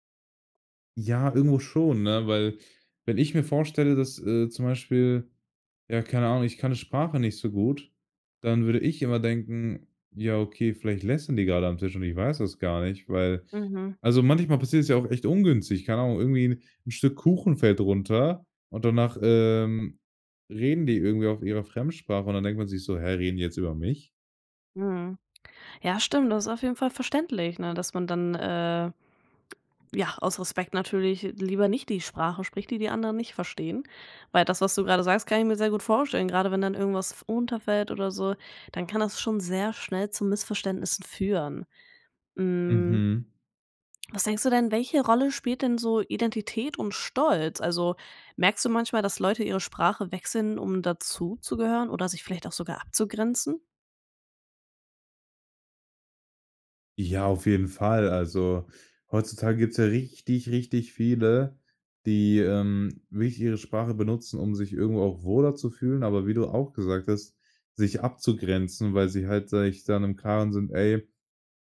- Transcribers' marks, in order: other noise; drawn out: "Hm"
- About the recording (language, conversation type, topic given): German, podcast, Wie gehst du mit dem Sprachwechsel in deiner Familie um?